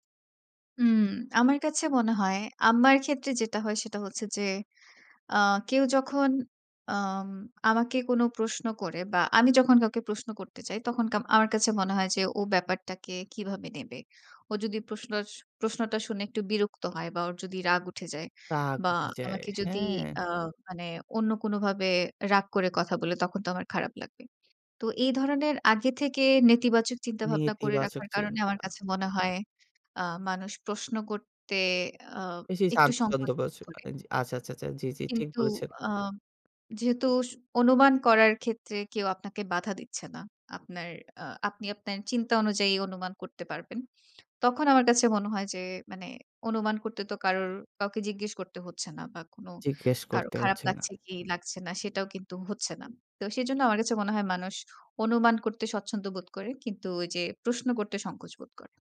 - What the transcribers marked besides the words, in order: other background noise; "নেতিবাচক" said as "নিয়েতিবাচক"; unintelligible speech
- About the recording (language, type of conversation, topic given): Bengali, podcast, পরস্পরকে আন্দাজ করে নিলে ভুল বোঝাবুঝি কেন বাড়ে?